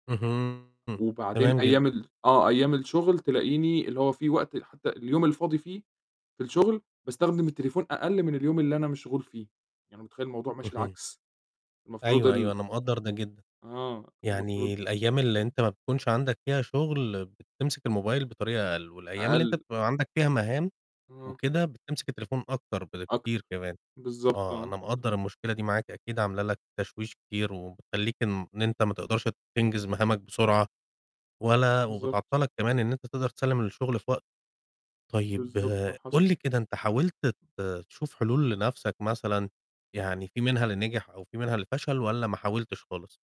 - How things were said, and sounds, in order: distorted speech
- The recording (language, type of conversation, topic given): Arabic, advice, إزاي أقدر أقلّل مقاطعات الموبايل والرسائل اللي بتضيّع وقتي في الشغل؟
- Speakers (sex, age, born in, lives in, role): male, 25-29, Egypt, Egypt, user; male, 35-39, Egypt, Egypt, advisor